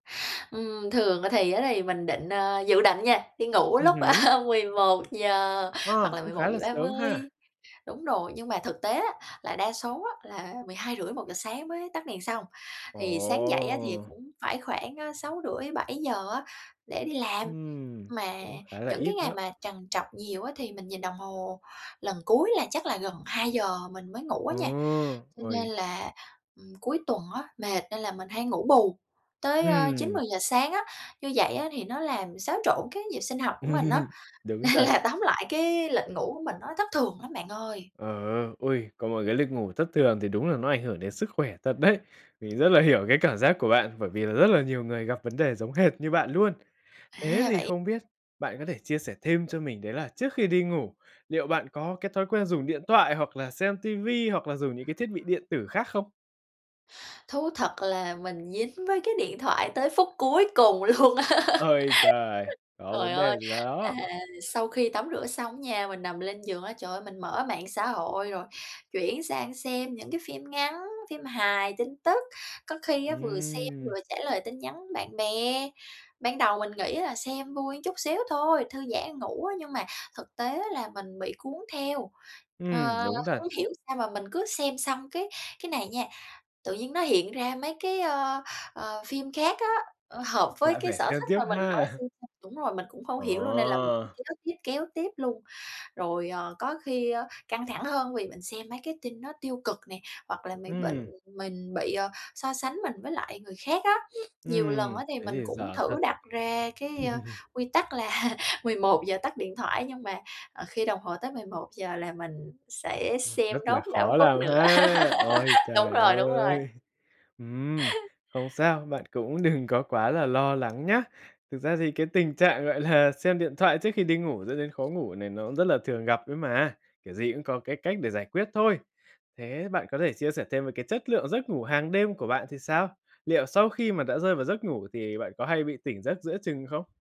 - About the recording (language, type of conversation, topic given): Vietnamese, advice, Vì sao tôi khó thư giãn trước khi ngủ?
- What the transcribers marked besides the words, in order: laughing while speaking: "a"; tapping; laugh; laughing while speaking: "nên là"; "bởi" said as "vởi"; other background noise; laughing while speaking: "luôn á"; laugh; unintelligible speech; chuckle; unintelligible speech; sniff; laugh; laughing while speaking: "là"; laugh; laughing while speaking: "là"